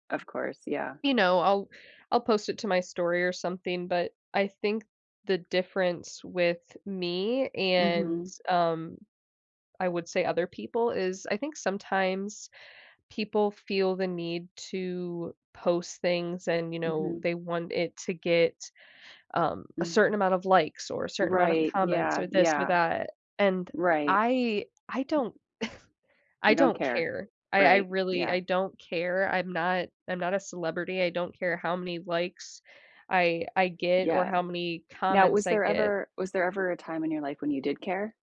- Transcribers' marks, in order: scoff; other background noise
- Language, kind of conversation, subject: English, unstructured, Do you think the benefits of social media outweigh the potential privacy risks?
- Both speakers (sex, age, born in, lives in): female, 20-24, United States, United States; female, 45-49, United States, United States